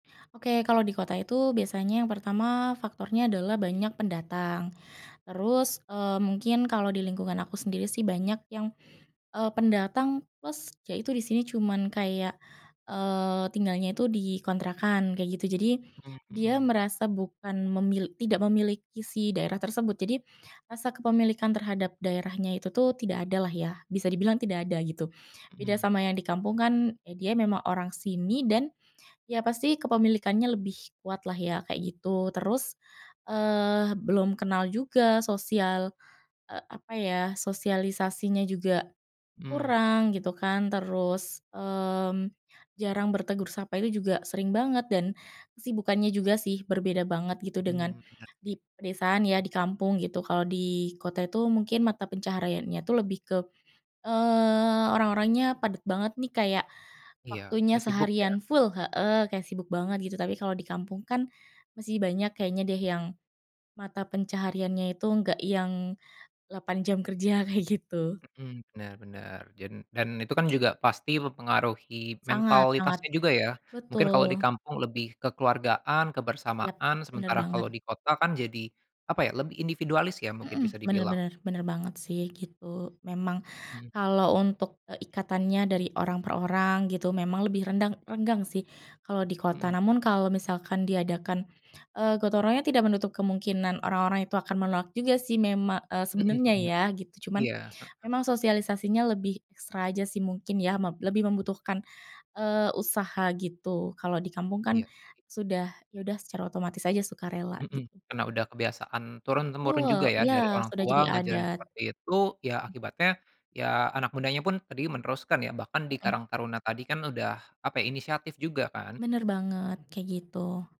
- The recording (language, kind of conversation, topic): Indonesian, podcast, Apa makna gotong royong menurut Anda dalam kehidupan sehari-hari?
- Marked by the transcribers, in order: none